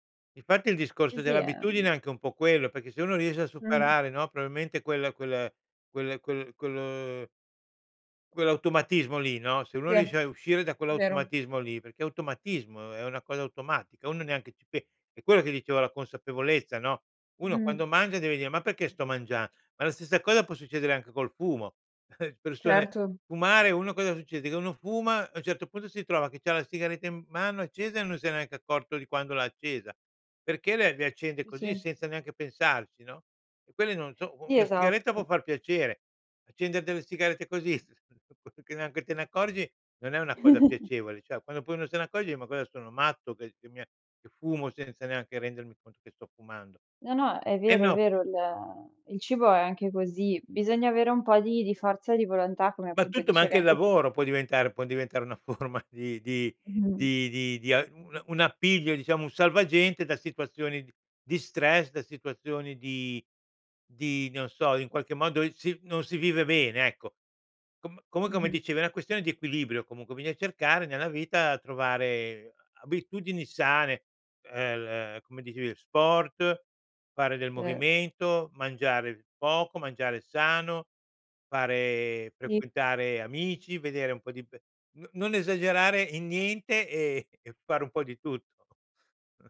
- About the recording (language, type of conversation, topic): Italian, podcast, Quali abitudini ti hanno cambiato davvero la vita?
- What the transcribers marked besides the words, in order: "perché" said as "peché"; "probabilmente" said as "proabimente"; "perché" said as "peché"; "perché" said as "peché"; chuckle; chuckle; chuckle; laughing while speaking: "una forma"; chuckle; laughing while speaking: "tutto"; chuckle